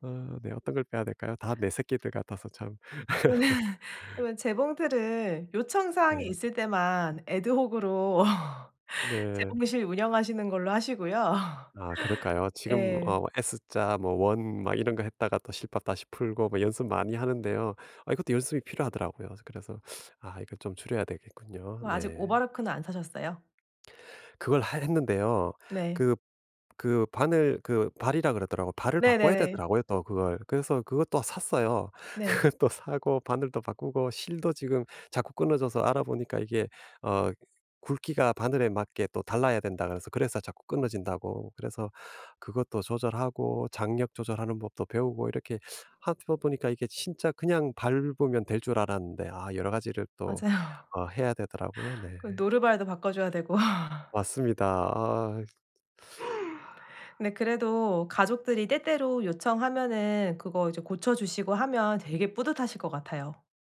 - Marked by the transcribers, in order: laughing while speaking: "네"; laugh; laugh; laugh; teeth sucking; laughing while speaking: "그것도"; teeth sucking; laugh; laugh; teeth sucking; sigh
- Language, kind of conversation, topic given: Korean, advice, 빠듯한 일정 속에서 짧은 휴식을 어떻게 챙길 수 있을까요?